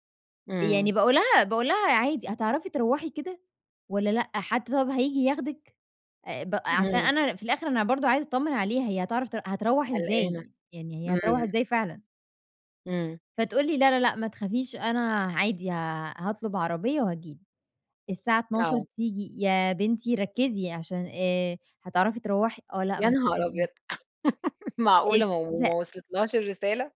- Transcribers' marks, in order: unintelligible speech; laugh
- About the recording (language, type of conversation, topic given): Arabic, podcast, إزاي بتحضّري البيت لاستقبال ضيوف على غفلة؟